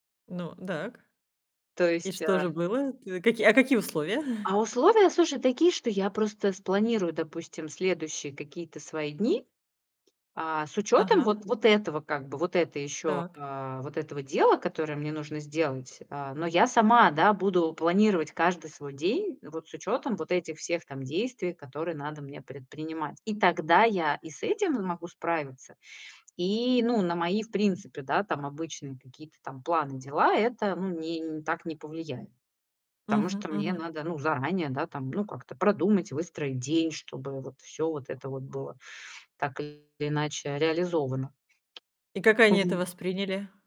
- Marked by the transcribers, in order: tapping; chuckle; distorted speech
- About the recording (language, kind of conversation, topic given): Russian, podcast, Как ты справляешься с неожиданными переменами?